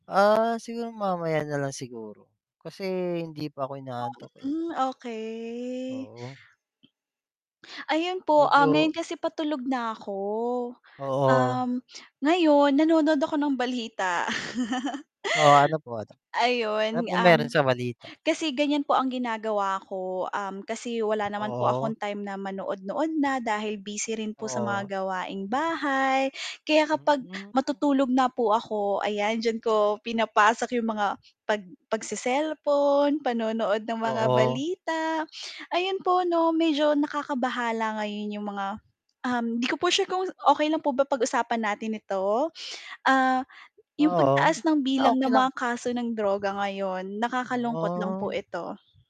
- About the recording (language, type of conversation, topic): Filipino, unstructured, Ano ang masasabi mo tungkol sa pagtaas ng bilang ng mga kasong may kinalaman sa droga?
- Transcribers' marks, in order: static; other background noise; mechanical hum; laugh; distorted speech; tapping; drawn out: "Oh"